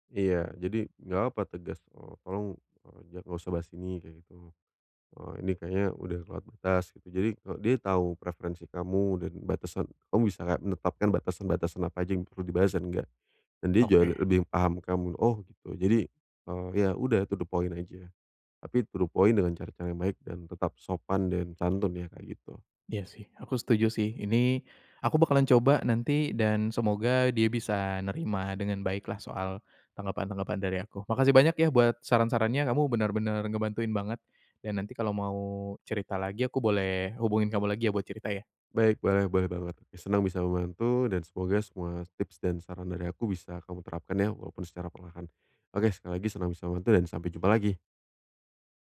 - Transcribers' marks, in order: in English: "to the point"; in English: "to the point"
- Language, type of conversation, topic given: Indonesian, advice, Bagaimana cara menghadapi teman yang tidak menghormati batasan tanpa merusak hubungan?